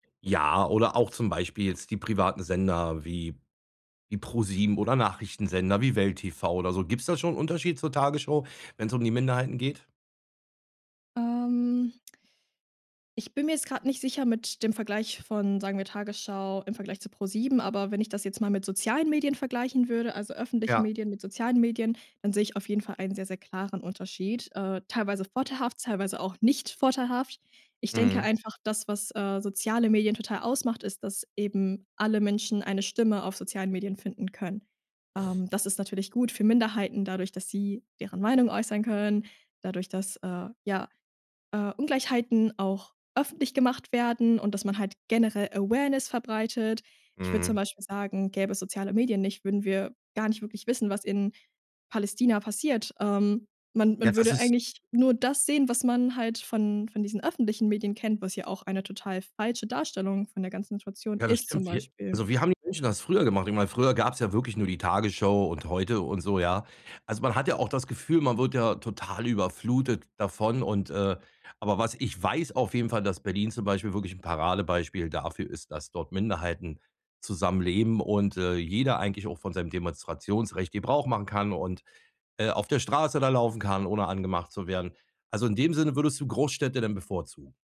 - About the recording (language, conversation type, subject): German, podcast, Wie erlebst du die Sichtbarkeit von Minderheiten im Alltag und in den Medien?
- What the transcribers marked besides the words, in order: stressed: "nicht"